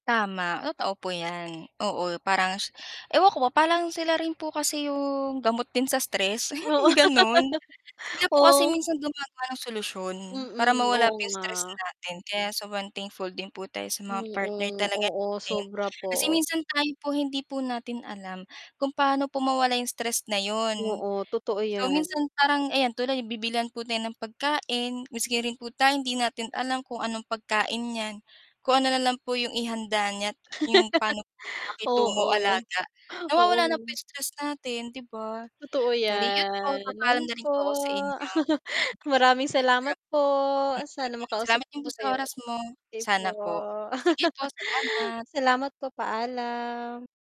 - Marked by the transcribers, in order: mechanical hum; chuckle; distorted speech; laugh; static; tapping; laugh; laugh; unintelligible speech; unintelligible speech; laugh
- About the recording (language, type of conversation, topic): Filipino, unstructured, Ano ang ginagawa mo kapag nakakaramdam ka ng matinding stress o pagkabalisa?